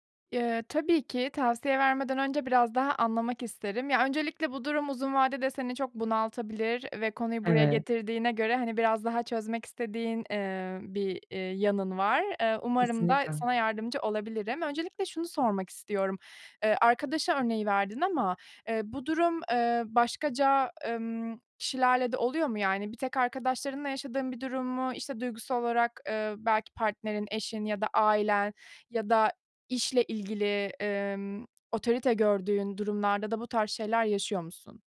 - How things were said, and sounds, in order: none
- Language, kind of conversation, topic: Turkish, advice, Ailemde tekrar eden çatışmalarda duygusal tepki vermek yerine nasıl daha sakin kalıp çözüm odaklı davranabilirim?